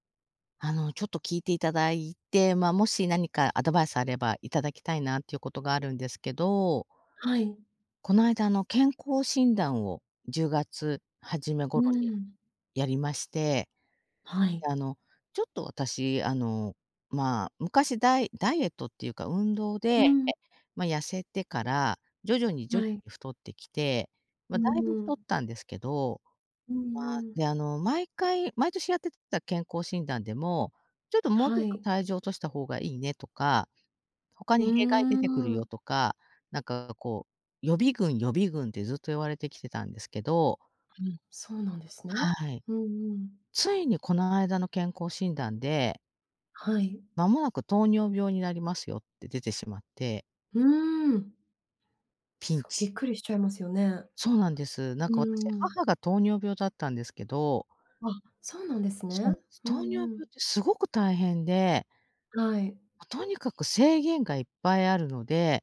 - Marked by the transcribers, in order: other noise; other background noise
- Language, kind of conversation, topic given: Japanese, advice, 健康診断で異常が出て生活習慣を変えなければならないとき、どうすればよいですか？